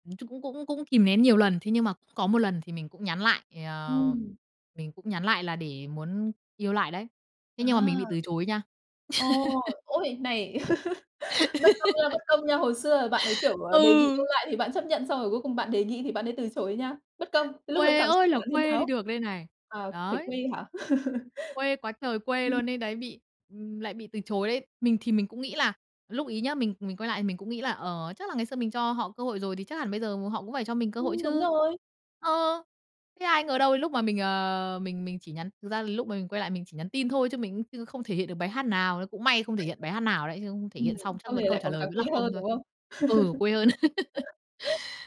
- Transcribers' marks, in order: other background noise; laugh; laugh; tapping; laugh
- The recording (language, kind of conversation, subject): Vietnamese, podcast, Có bài hát nào gắn liền với một mối tình nhớ mãi không quên không?